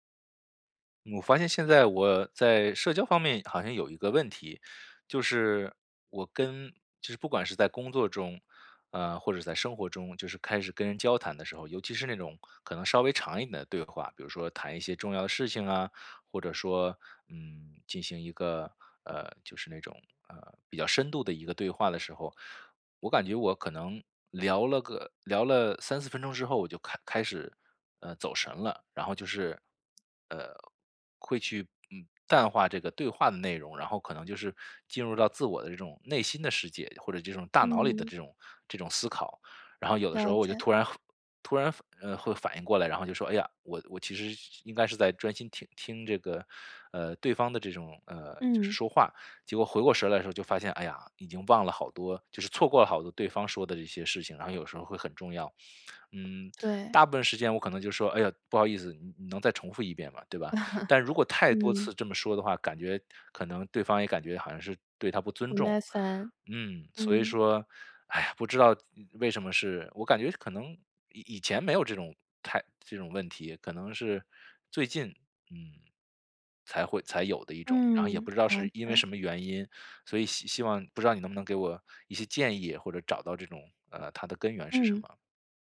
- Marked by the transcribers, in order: tapping; other background noise; other noise; laugh
- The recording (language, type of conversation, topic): Chinese, advice, 如何在与人交谈时保持专注？